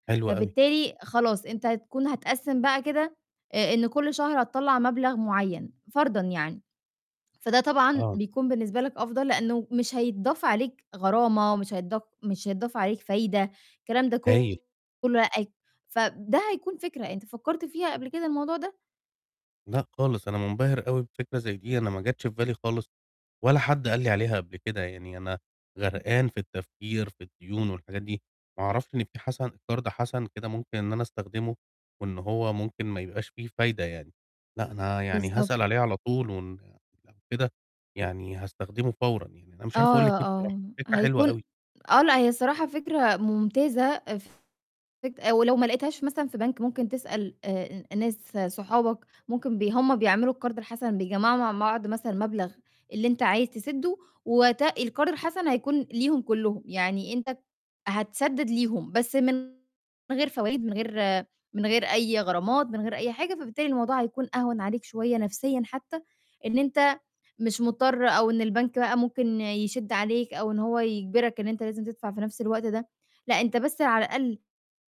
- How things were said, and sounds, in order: distorted speech; other background noise; other noise; "بعض" said as "معض"
- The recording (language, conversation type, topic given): Arabic, advice, إزاي أقدر أسيطر على ديون بطاقات الائتمان اللي متراكمة عليّا؟